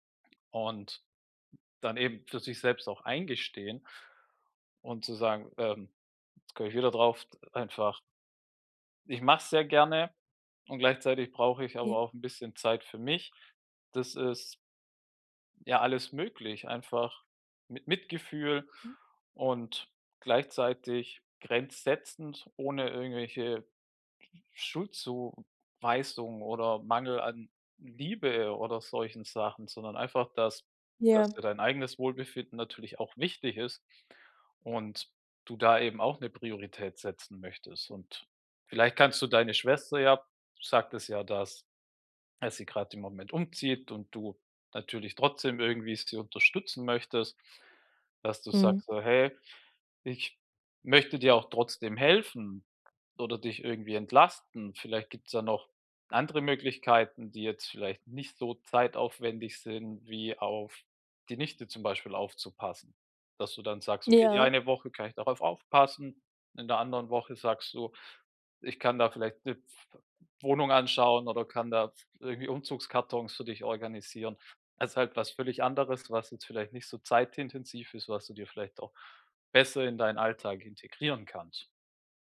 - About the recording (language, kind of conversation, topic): German, advice, Wie kann ich bei der Pflege meiner alten Mutter Grenzen setzen, ohne mich schuldig zu fühlen?
- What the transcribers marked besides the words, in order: none